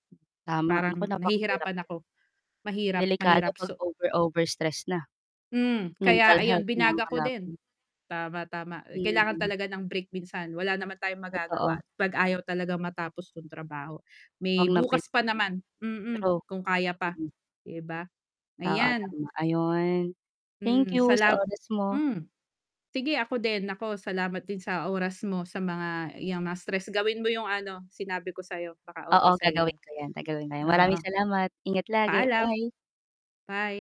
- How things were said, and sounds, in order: distorted speech; static; "binago" said as "binaga"; tapping; other background noise; mechanical hum
- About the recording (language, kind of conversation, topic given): Filipino, unstructured, Paano mo hinaharap ang stress sa araw-araw?